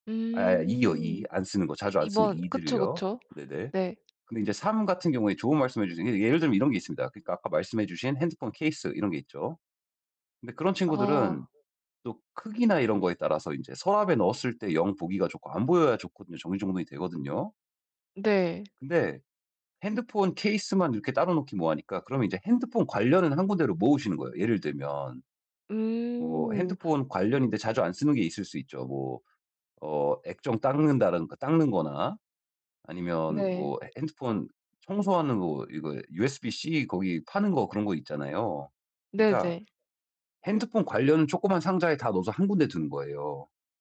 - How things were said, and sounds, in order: other background noise; tapping
- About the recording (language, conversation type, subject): Korean, advice, 정리정돈을 시작하려는데 막막하고 자꾸 미루게 될 때 어떻게 하면 좋을까요?